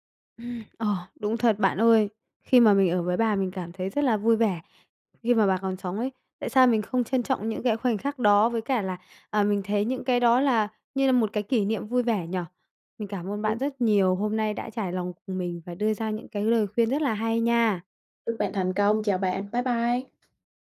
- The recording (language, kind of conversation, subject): Vietnamese, advice, Vì sao những kỷ niệm chung cứ ám ảnh bạn mỗi ngày?
- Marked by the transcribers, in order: other background noise; tapping